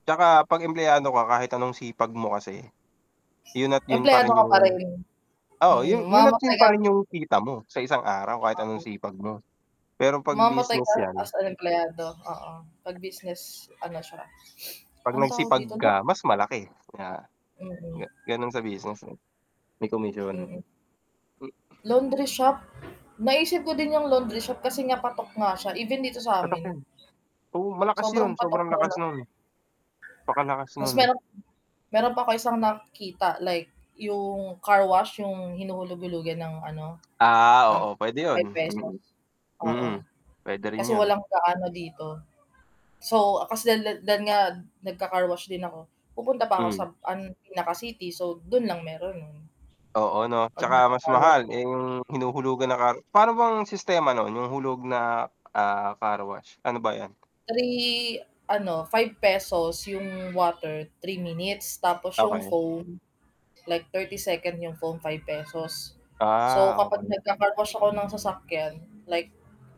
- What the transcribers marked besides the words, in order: static; other background noise; background speech; mechanical hum; bird; sniff; distorted speech; tapping
- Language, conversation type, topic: Filipino, unstructured, Saan mo nakikita ang sarili mo sa loob ng limang taon pagdating sa personal na pag-unlad?